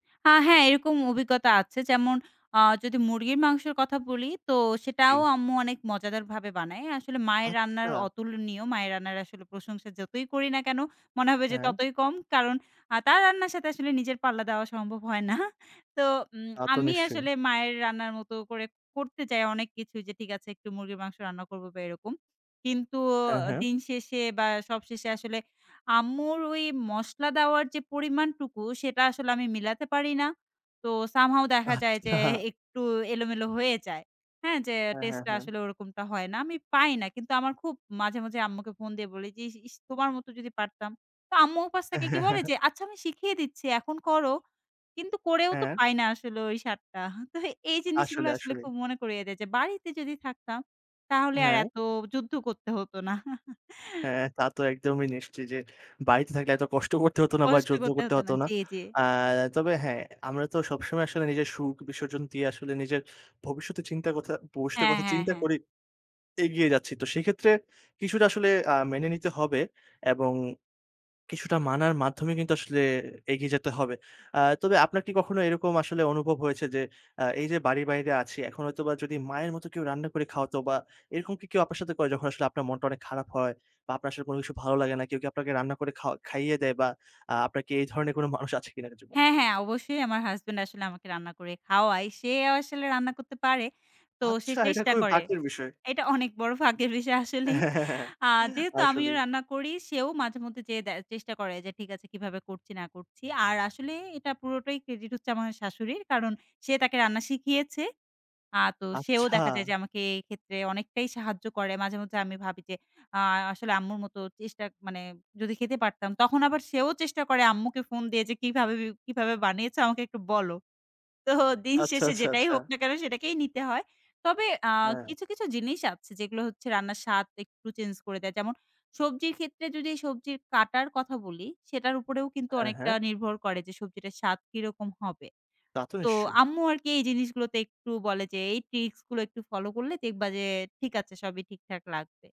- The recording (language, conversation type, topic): Bengali, podcast, কোন খাবার আপনাকে বাড়ির কথা মনে করায়?
- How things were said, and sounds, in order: laughing while speaking: "হয় না"; laughing while speaking: "আচ্ছা"; chuckle; put-on voice: "আচ্ছা আমি শিখিয়ে দিচ্ছি এখন করো"; laughing while speaking: "স্বাদটা। তো"; tapping; chuckle; laughing while speaking: "এটা অনেক বড় ভাগ্যের বিষয় আসলেই"; chuckle; laughing while speaking: "তো"